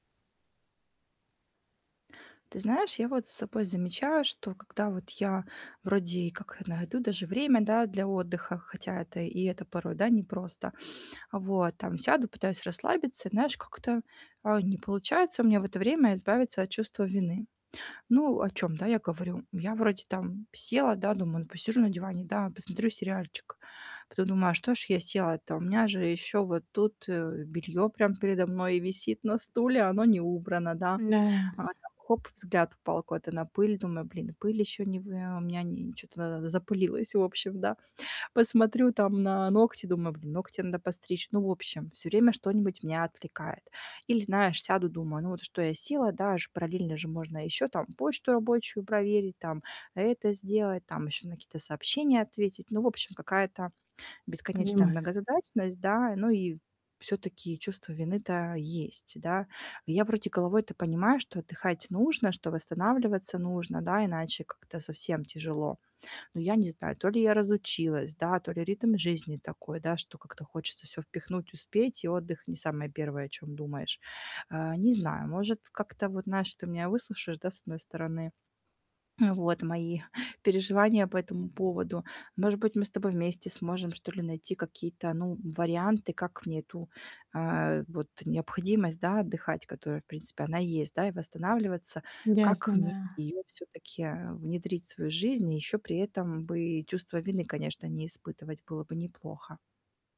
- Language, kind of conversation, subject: Russian, advice, Как мне отдыхать и восстанавливаться без чувства вины?
- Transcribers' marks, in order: static; distorted speech; tapping